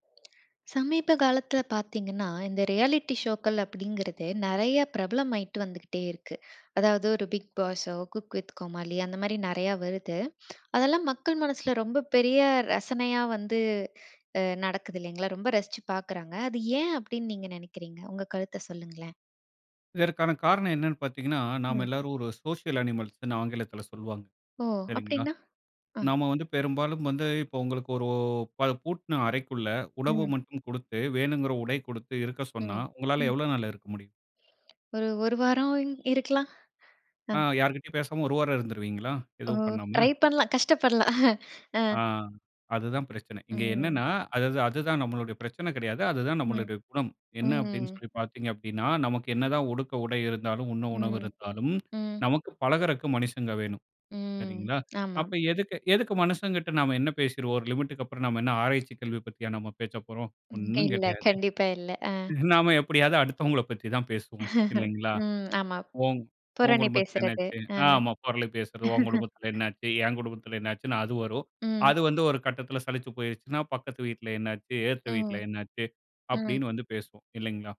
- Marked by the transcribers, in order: other background noise; in English: "ரியாலிட்டி ஷோக்கள்"; tapping; in English: "சோசியல் அனிமல்ஸ்ன்னு"; other noise; chuckle; chuckle; laugh
- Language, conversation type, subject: Tamil, podcast, ரியாலிட்டி நிகழ்ச்சிகளை மக்கள் ஏன் இவ்வளவு ரசிக்கிறார்கள் என்று நீங்கள் நினைக்கிறீர்கள்?